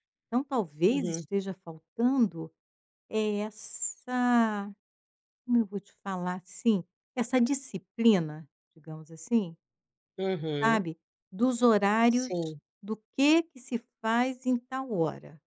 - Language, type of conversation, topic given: Portuguese, advice, Como o cansaço tem afetado sua irritabilidade e impaciência com a família e os amigos?
- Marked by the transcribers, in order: tapping